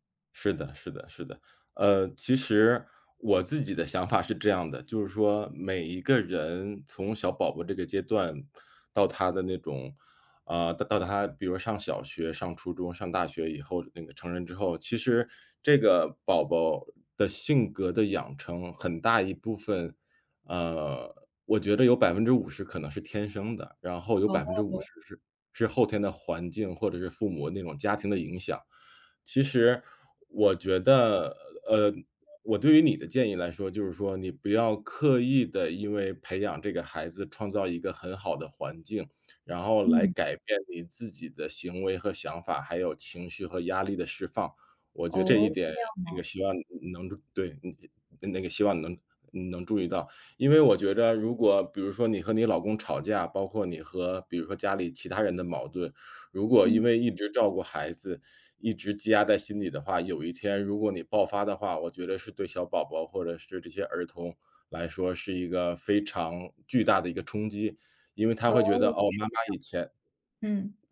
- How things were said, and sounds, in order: "觉得" said as "觉着"
- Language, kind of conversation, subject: Chinese, advice, 在养育孩子的过程中，我总担心自己会犯错，最终成为不合格的父母，该怎么办？